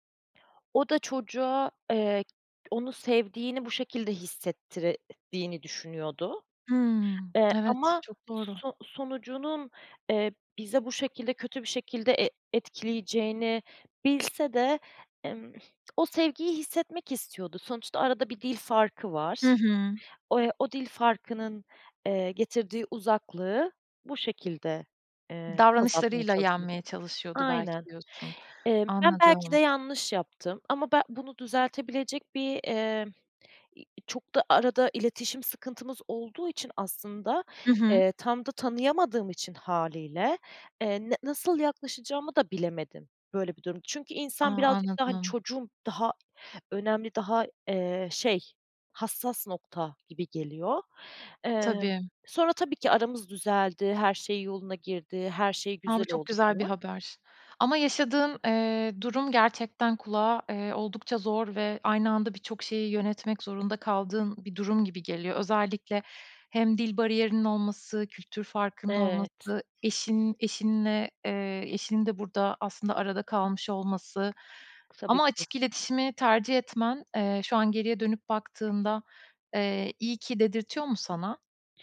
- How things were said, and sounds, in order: "hissettirdiğini" said as "hissettirediğini"; other background noise
- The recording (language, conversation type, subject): Turkish, podcast, Kayınvalidenizle ilişkinizi nasıl yönetirsiniz?